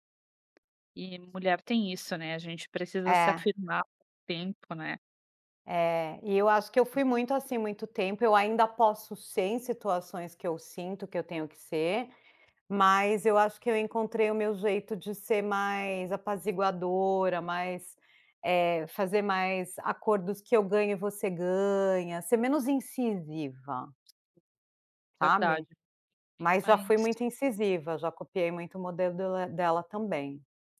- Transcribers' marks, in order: tapping; other background noise
- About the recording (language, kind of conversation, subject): Portuguese, podcast, Como você concilia trabalho e propósito?